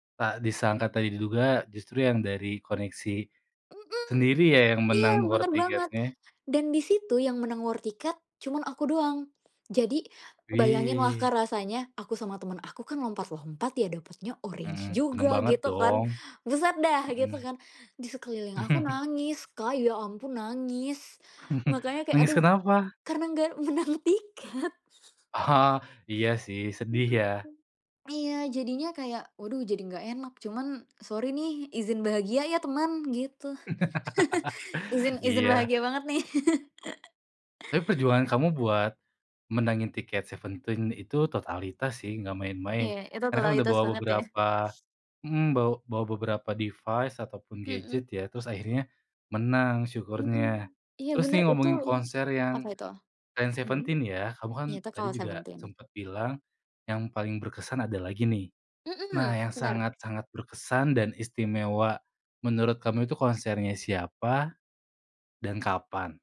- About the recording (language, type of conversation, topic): Indonesian, podcast, Apa pengalaman menonton konser yang paling berkesan buat kamu?
- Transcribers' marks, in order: in English: "war"; in English: "war"; other background noise; chuckle; chuckle; laughing while speaking: "menang tiket"; laugh; chuckle; chuckle; in English: "device"